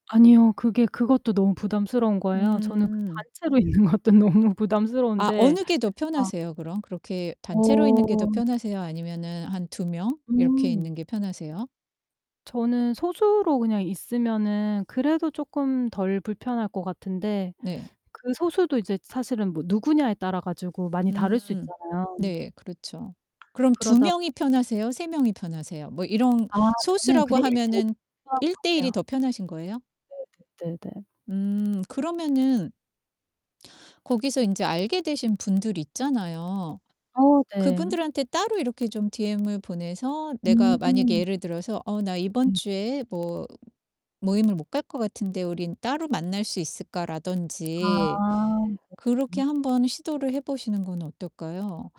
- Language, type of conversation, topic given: Korean, advice, 네트워킹을 시작할 때 느끼는 불편함을 줄이고 자연스럽게 관계를 맺기 위한 전략은 무엇인가요?
- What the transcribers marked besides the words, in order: distorted speech; other background noise; laughing while speaking: "있는 것도"; static; tapping; unintelligible speech; unintelligible speech